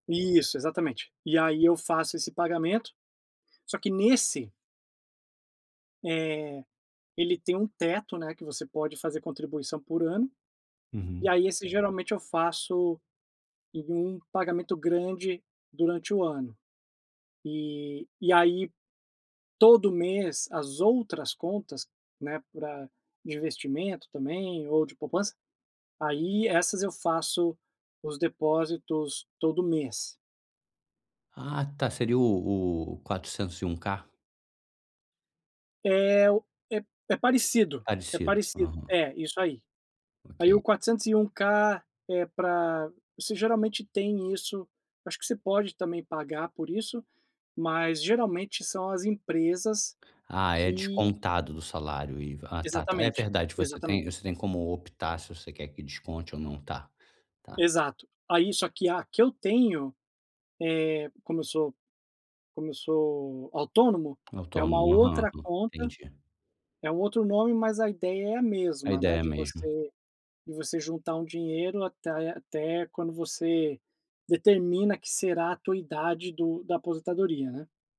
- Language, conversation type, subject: Portuguese, advice, Como posso economizar sem me sentir estressado todos os meses?
- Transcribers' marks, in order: none